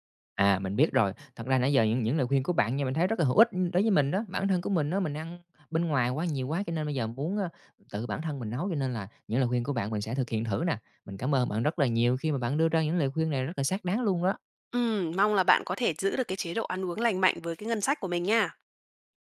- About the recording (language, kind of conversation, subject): Vietnamese, advice, Làm sao để mua thực phẩm lành mạnh khi bạn đang gặp hạn chế tài chính?
- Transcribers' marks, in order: tapping